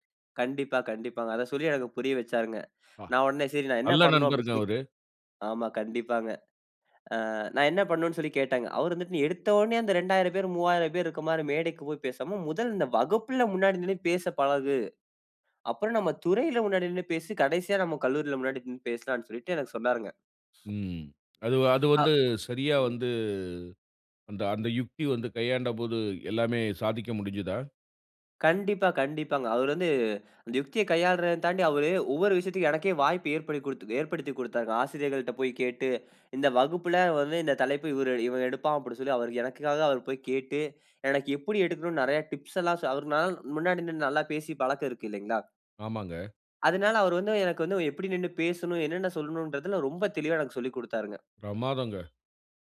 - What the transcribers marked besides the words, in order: inhale; other background noise; other noise; inhale; inhale; inhale; horn
- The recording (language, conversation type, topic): Tamil, podcast, பெரிய சவாலை எப்படி சமாளித்தீர்கள்?